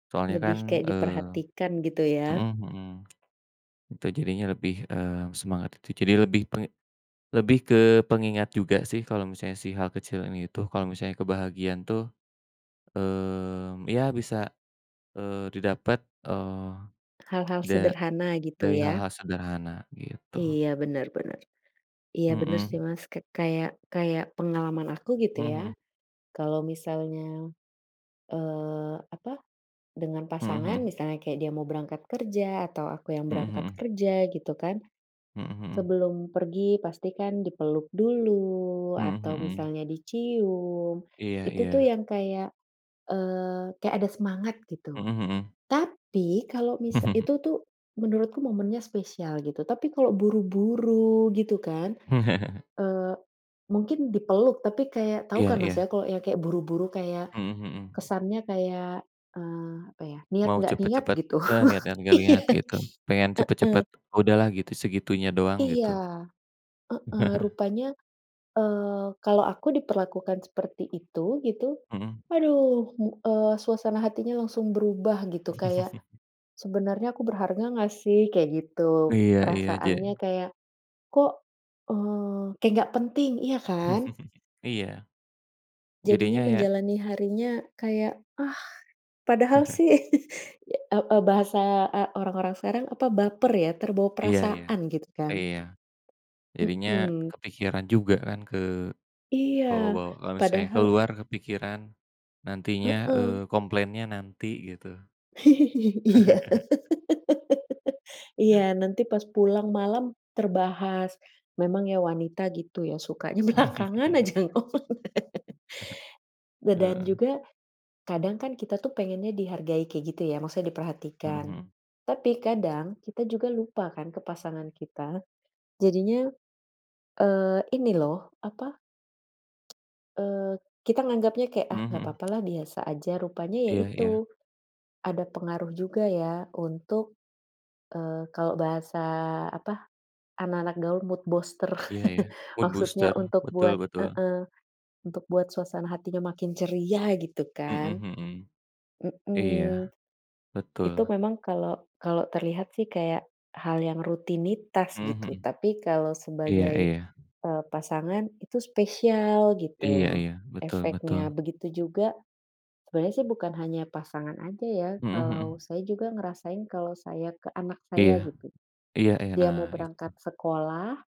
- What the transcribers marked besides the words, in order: tapping; other background noise; chuckle; chuckle; chuckle; laughing while speaking: "iya"; chuckle; chuckle; chuckle; chuckle; other noise; chuckle; laughing while speaking: "Iya"; laugh; chuckle; laughing while speaking: "belakangan aja ngomong"; chuckle; laugh; in English: "mood booster"; in English: "mood booster"; chuckle
- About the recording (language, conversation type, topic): Indonesian, unstructured, Apa hal kecil dalam keseharian yang selalu membuatmu bahagia?